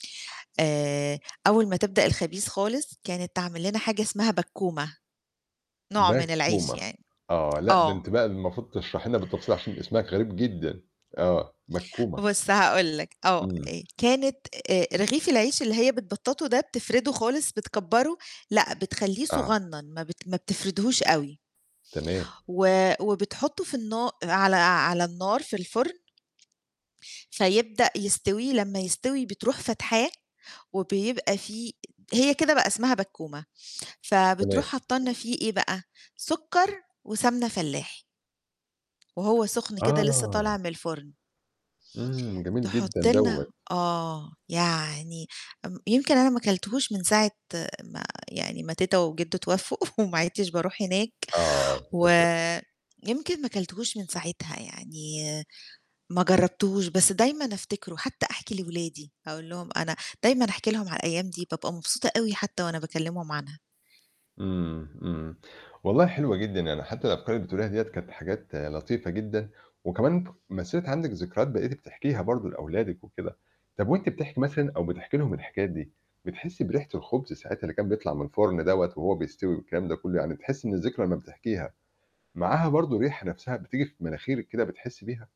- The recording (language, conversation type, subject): Arabic, podcast, إيه أكتر ذكرى بتفتكرها أول ما تشم ريحة خبز الفرن؟
- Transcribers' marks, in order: tapping; chuckle